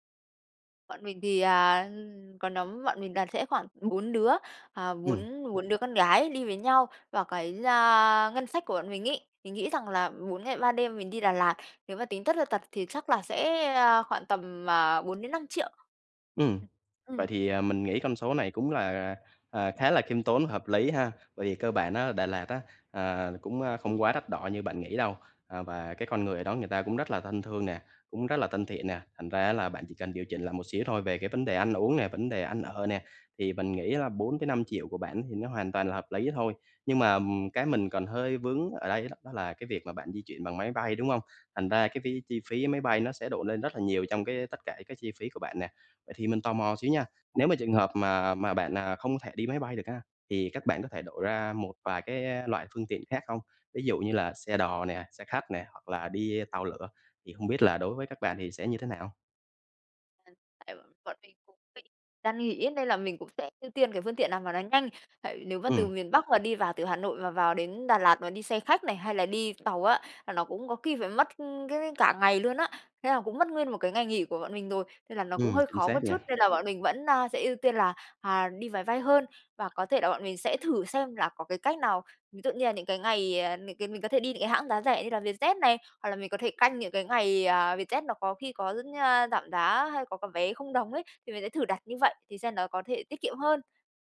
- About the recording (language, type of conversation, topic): Vietnamese, advice, Làm sao quản lý ngân sách và thời gian khi du lịch?
- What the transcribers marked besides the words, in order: other background noise; tapping